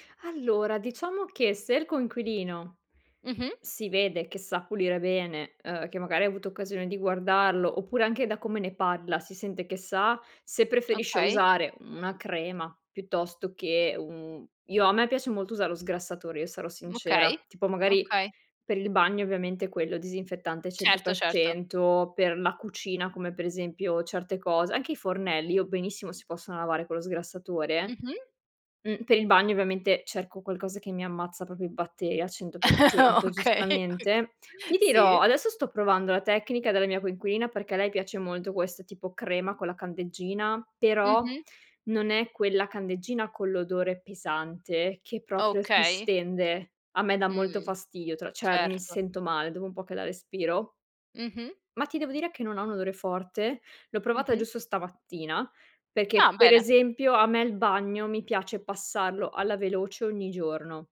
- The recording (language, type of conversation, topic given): Italian, podcast, Quali regole di base segui per lasciare un posto pulito?
- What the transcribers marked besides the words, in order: other background noise; chuckle; laughing while speaking: "Okay, okay"; tapping